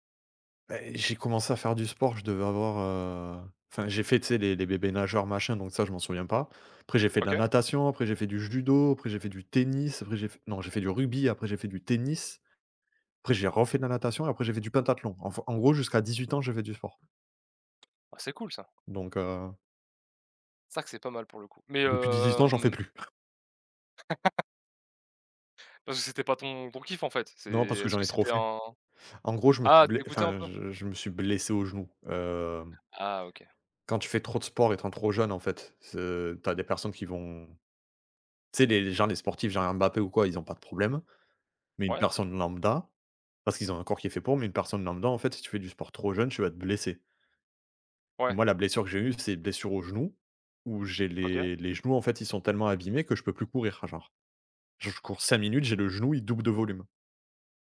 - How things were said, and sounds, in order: other background noise; tapping; chuckle
- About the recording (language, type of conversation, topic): French, unstructured, Comment le sport peut-il changer ta confiance en toi ?